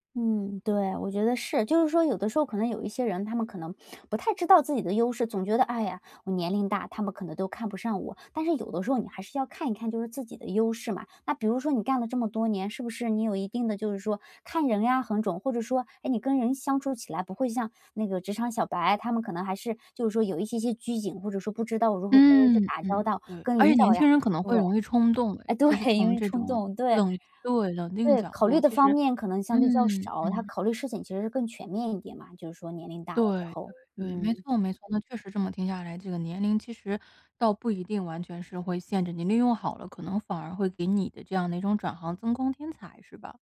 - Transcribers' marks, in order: laughing while speaking: "哎对"
- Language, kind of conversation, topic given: Chinese, podcast, 你认为年龄会限制转行吗？为什么？